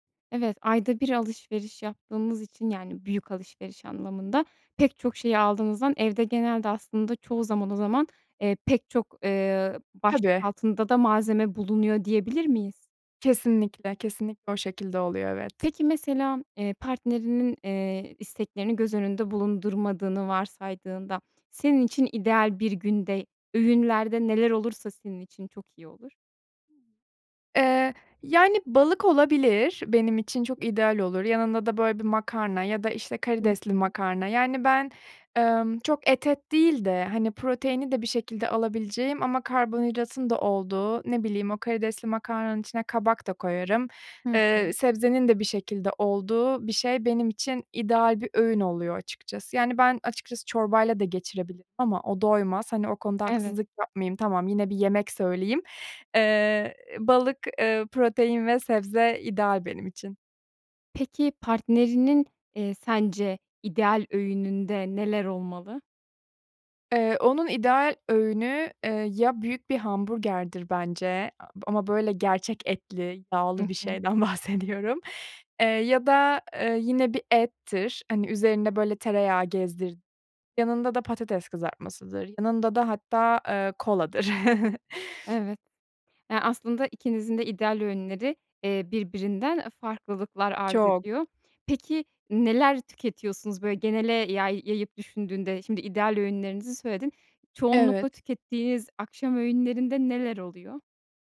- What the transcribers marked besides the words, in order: other noise; laughing while speaking: "bahsediyorum"; chuckle; sniff
- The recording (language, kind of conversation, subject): Turkish, advice, Ailenizin ya da partnerinizin yeme alışkanlıklarıyla yaşadığınız çatışmayı nasıl yönetebilirsiniz?